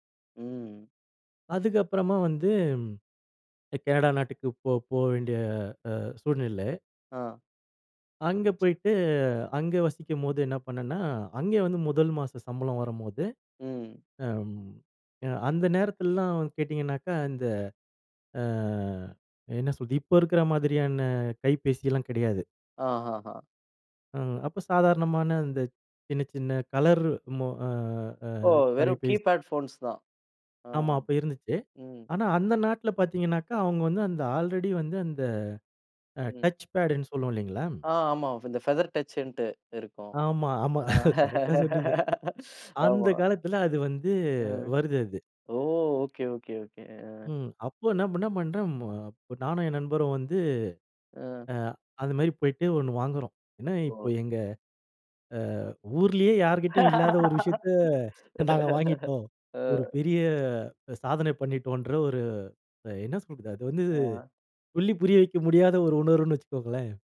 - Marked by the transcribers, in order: other background noise; "சொல்றது" said as "சொல்து"; "தொலைபேசி" said as "தலைபேசி"; surprised: "ஓ! வெறும் கீபேட் ஃபோன்ஸ் தான். அ. ம்"; in English: "கீபேட் ஃபோன்ஸ்"; in English: "டச் பேட்ன்னு"; in English: "ஃபெதர் டச்சுன்னுட்டு"; laughing while speaking: "கரெக்ட்‌டா சொன்னீங்க"; laugh; laughing while speaking: "ஆமா"; laugh; laughing while speaking: "நாங்க வாங்கிட்டோம்"; joyful: "என்ன சொல்றது அது வந்து சொல்லி புரிய வைக்க முடியாத ஒரு உணர்வுன்னு வச்சுக்கோங்களேன்"
- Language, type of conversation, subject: Tamil, podcast, முதல் ஊதியம் எடுத்த நாள் உங்களுக்கு எப்படி இருந்தது?